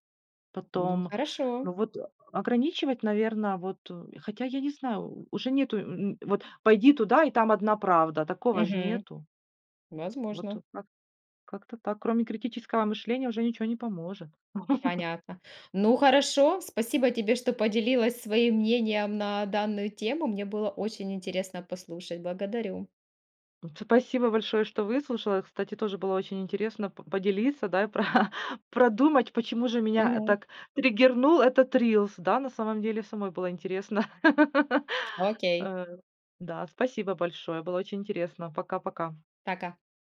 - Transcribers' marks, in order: laugh; laughing while speaking: "про продумать"; laugh
- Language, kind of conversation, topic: Russian, podcast, Как не утонуть в чужих мнениях в соцсетях?